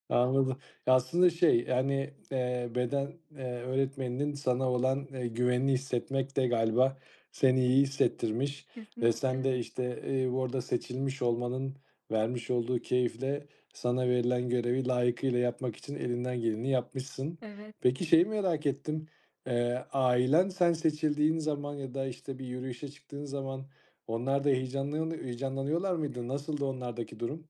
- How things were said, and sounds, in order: none
- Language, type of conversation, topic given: Turkish, podcast, Bayramlarda ya da kutlamalarda seni en çok etkileyen gelenek hangisi?
- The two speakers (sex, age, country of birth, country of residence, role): female, 30-34, Turkey, United States, guest; male, 35-39, Turkey, Austria, host